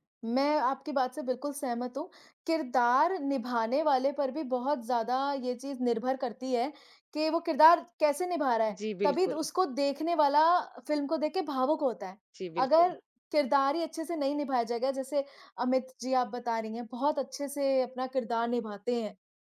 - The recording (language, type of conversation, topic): Hindi, unstructured, आपको कौन-सी फिल्म की कहानी सबसे ज़्यादा भावुक करती है?
- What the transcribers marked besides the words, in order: none